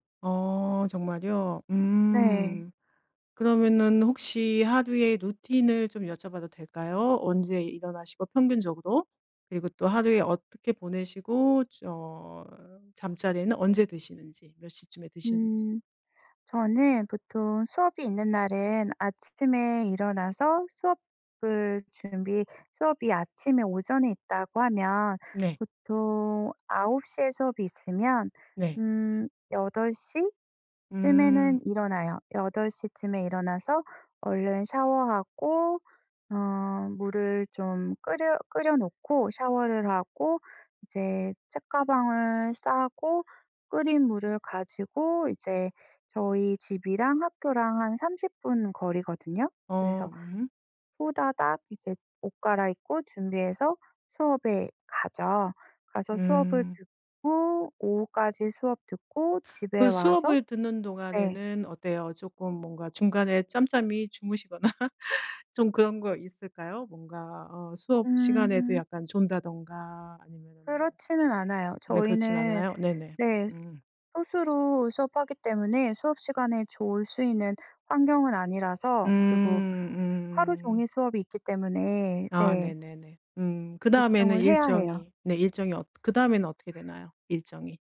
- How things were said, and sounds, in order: other background noise; laughing while speaking: "주무시거나"; tapping
- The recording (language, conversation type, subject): Korean, advice, 아침에 일어나기 힘들어 중요한 일정을 자주 놓치는데 어떻게 하면 좋을까요?